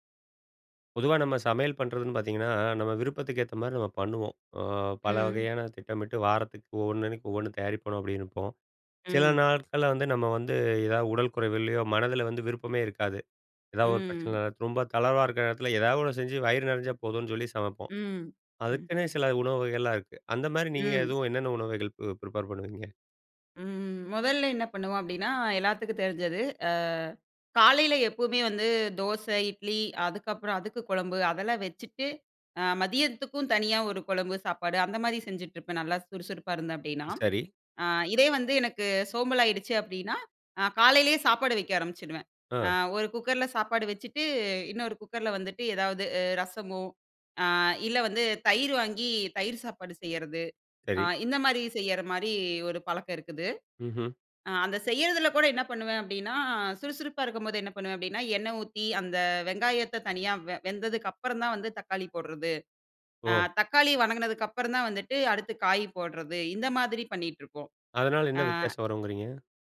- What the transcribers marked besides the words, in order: drawn out: "ம்"; in English: "ப்ரிப்பேர்"
- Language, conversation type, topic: Tamil, podcast, தூண்டுதல் குறைவாக இருக்கும் நாட்களில் உங்களுக்கு உதவும் உங்கள் வழிமுறை என்ன?